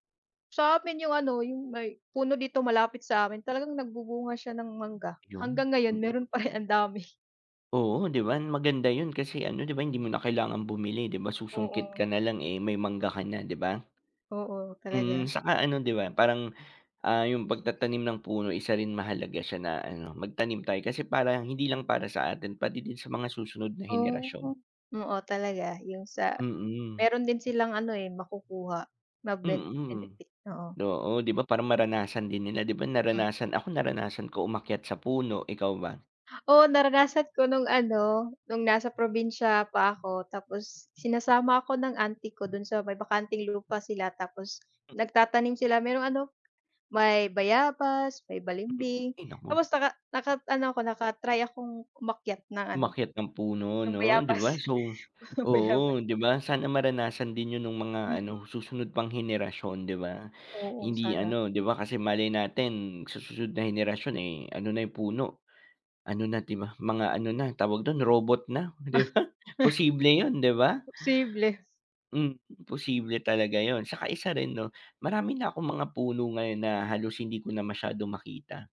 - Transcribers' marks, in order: laughing while speaking: "meron pa rin, ang dami"; other background noise; cough; laughing while speaking: "ng bayabas. Bayabas"; wind; laugh; laughing while speaking: "'di ba"
- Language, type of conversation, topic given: Filipino, unstructured, Bakit mahalaga ang pagtatanim ng puno sa ating paligid?